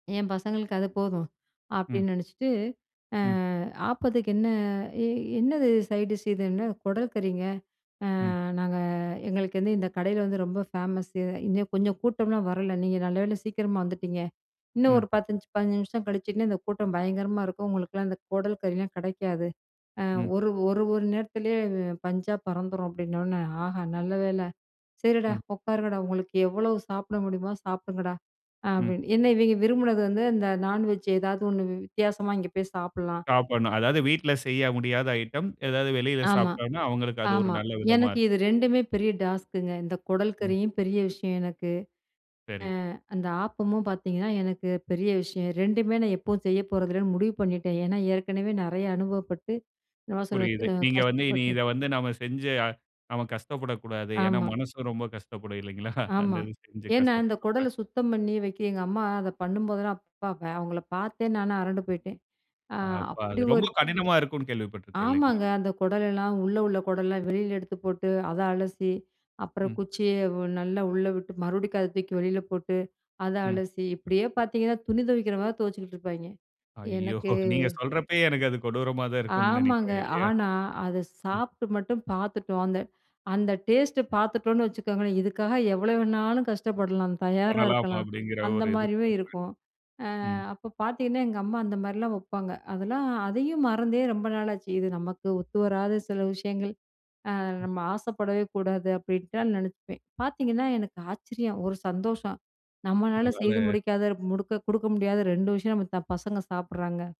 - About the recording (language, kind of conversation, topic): Tamil, podcast, ஏதோ ஒரு வாசனை வந்தவுடன் உங்களுக்கு நினைவிற்கு வரும் உணவு எது?
- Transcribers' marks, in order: drawn out: "ஆ"; tapping; drawn out: "என்ன?"; in English: "சைட்டிஷ்"; drawn out: "ஆ, நாங்க"; in English: "ஃபேமஸ்சு"; unintelligible speech; unintelligible speech; other noise; in English: "டாஸ்க்குங்க"; unintelligible speech; chuckle; surprised: "அப்ப"; other background noise; laughing while speaking: "ஐயோ!"; drawn out: "ஆ"